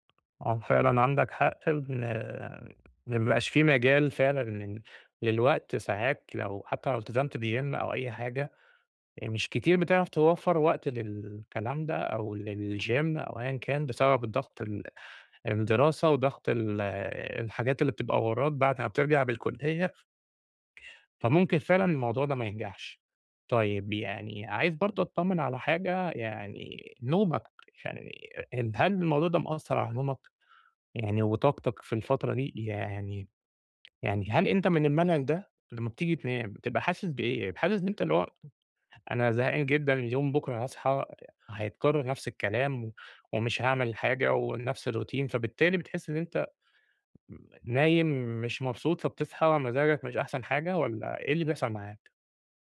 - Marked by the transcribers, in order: in English: "بgym"; in English: "للgym"; in English: "الروتين"
- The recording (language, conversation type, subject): Arabic, advice, إزاي أتعامل مع إحساسي إن أيامي بقت مكررة ومفيش شغف؟